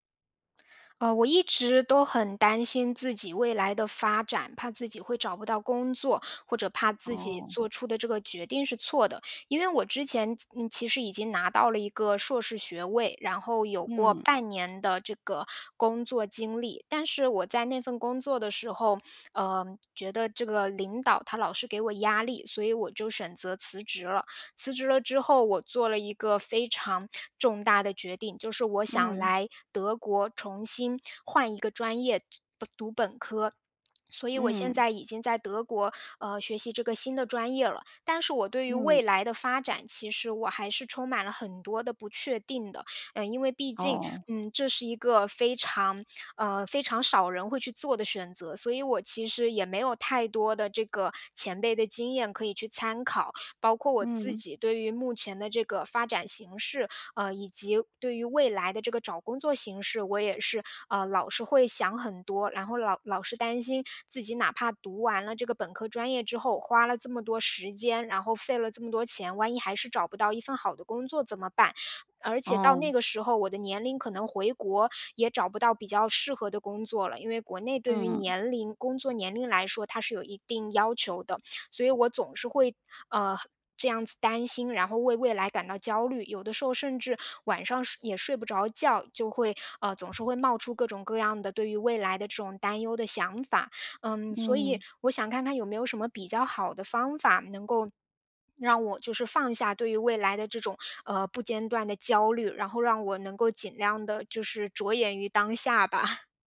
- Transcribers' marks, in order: other background noise; chuckle
- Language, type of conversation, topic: Chinese, advice, 我老是担心未来，怎么才能放下对未来的过度担忧？